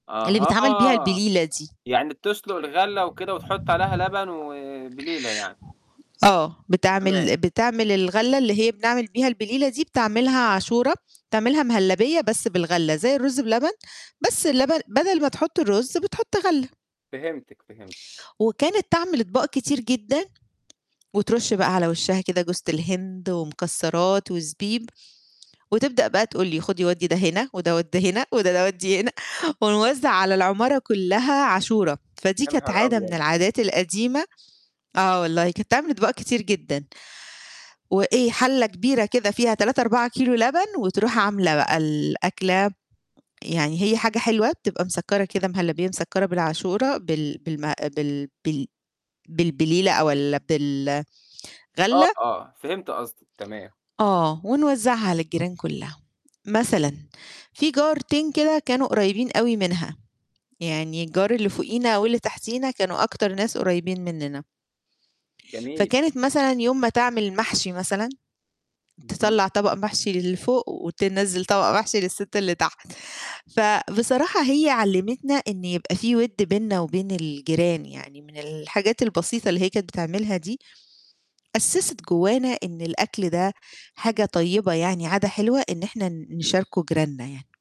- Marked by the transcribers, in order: static
- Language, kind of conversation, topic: Arabic, podcast, ليش بنحب نشارك الأكل مع الجيران؟